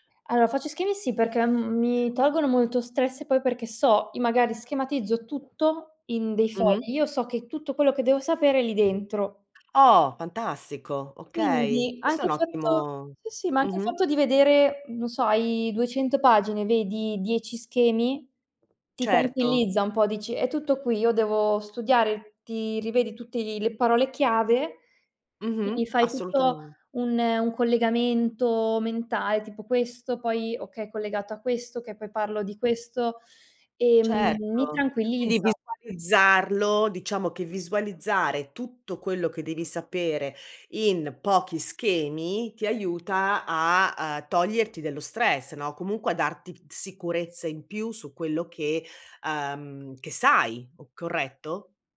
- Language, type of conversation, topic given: Italian, podcast, Come gestire lo stress da esami a scuola?
- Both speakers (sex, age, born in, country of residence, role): female, 20-24, Italy, Italy, guest; female, 55-59, Italy, Italy, host
- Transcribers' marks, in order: "Allora" said as "alora"; other background noise; "devo" said as "deo"; "mentale" said as "mentae"